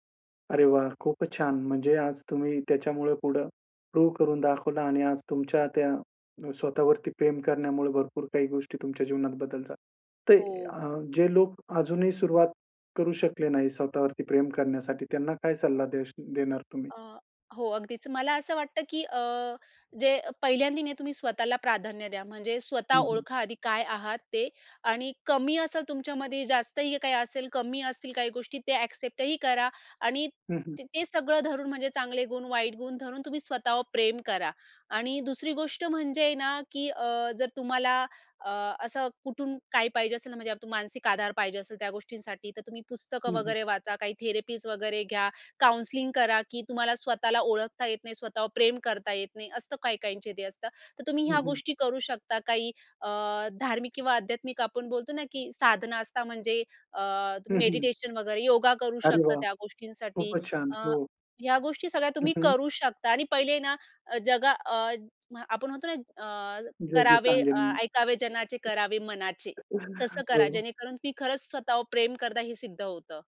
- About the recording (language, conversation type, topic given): Marathi, podcast, तुम्ही स्वतःवर प्रेम करायला कसे शिकलात?
- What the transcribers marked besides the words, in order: in English: "प्रूव्ह"; in English: "एक्सेप्टही"; in English: "थेरपीज"; in English: "काउन्सलिंग"; chuckle